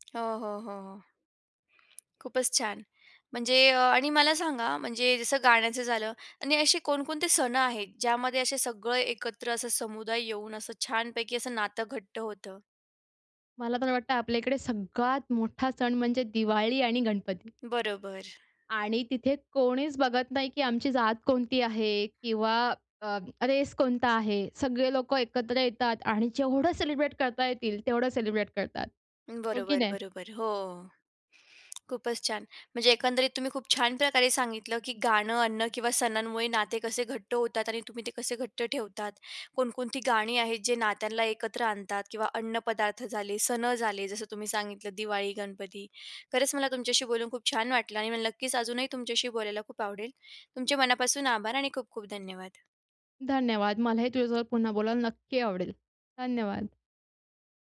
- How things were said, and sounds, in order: tapping; in English: "रेस"; in English: "सेलिब्रेट"; in English: "सेलिब्रेट"
- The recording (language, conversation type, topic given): Marathi, podcast, गाणं, अन्न किंवा सणांमुळे नाती कशी घट्ट होतात, सांगशील का?